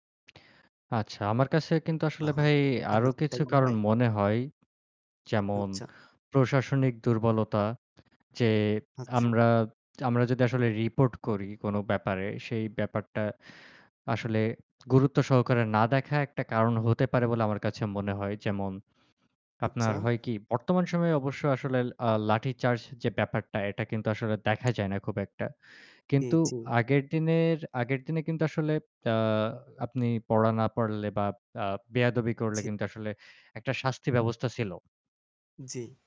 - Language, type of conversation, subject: Bengali, unstructured, শিক্ষাব্যবস্থায় দুর্নীতি কেন এত বেশি দেখা যায়?
- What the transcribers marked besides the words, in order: distorted speech; static; "জি" said as "ঝি"